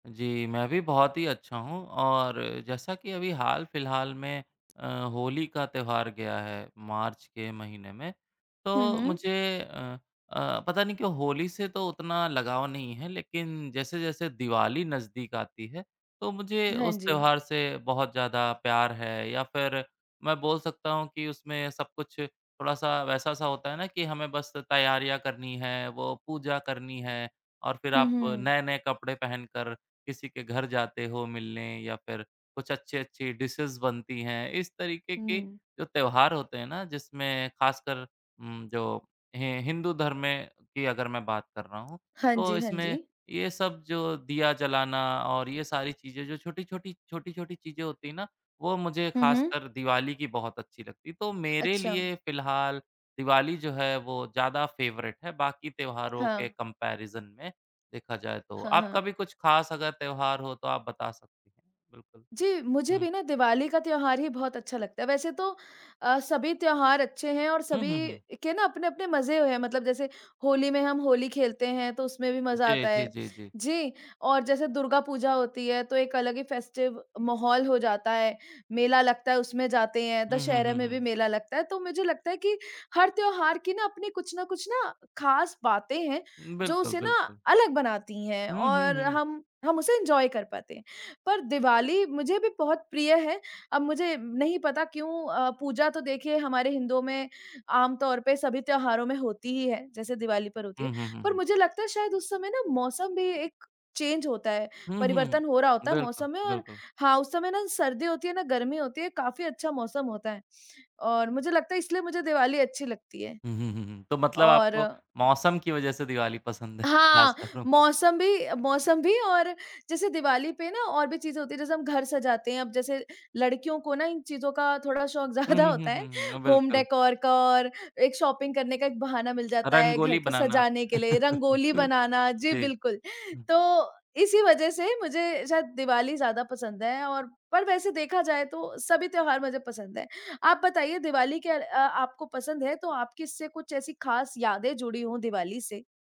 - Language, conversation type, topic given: Hindi, unstructured, आपके लिए सबसे खास धार्मिक या सांस्कृतिक त्योहार कौन-सा है?
- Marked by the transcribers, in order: tapping; in English: "डिशेज़"; in English: "फेवरेट"; in English: "कम्पैरिज़न"; other background noise; in English: "फेस्टिव"; in English: "एन्जॉय"; in English: "चेंज"; other noise; unintelligible speech; laughing while speaking: "ज़्यादा"; in English: "होम डेकोर"; in English: "शॉपिंग"; laugh